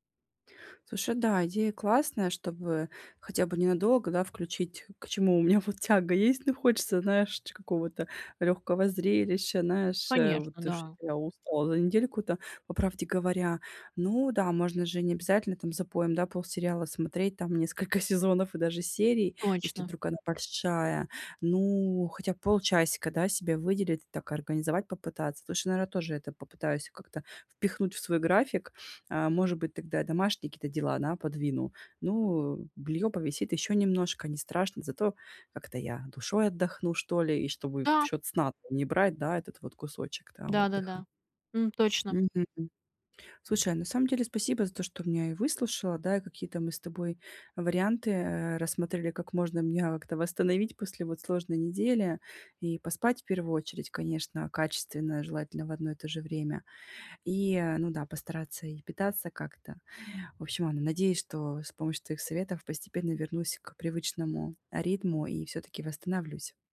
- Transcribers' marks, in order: "Слушай" said as "сушай"; chuckle
- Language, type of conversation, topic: Russian, advice, Как улучшить сон и восстановление при активном образе жизни?